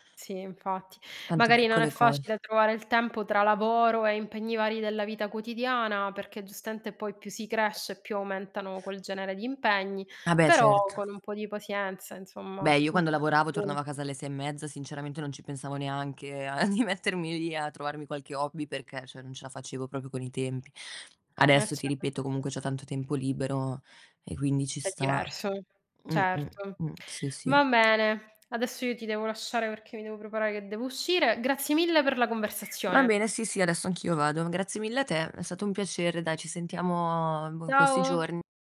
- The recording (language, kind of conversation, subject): Italian, unstructured, Qual è la tua passione più grande?
- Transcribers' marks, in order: tapping; other background noise; "pazienza" said as "pasienza"; laughing while speaking: "di"; "cioè" said as "ceh"; "proprio" said as "propo"